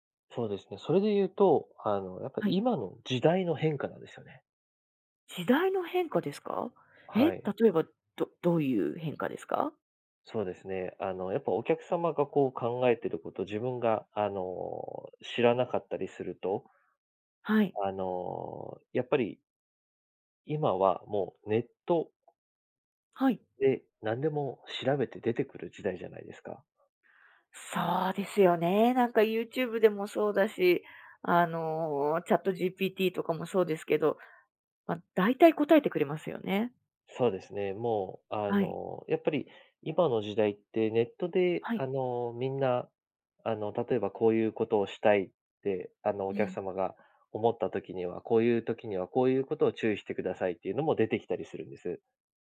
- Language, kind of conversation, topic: Japanese, podcast, 自信がないとき、具体的にどんな対策をしていますか?
- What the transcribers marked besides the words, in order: other noise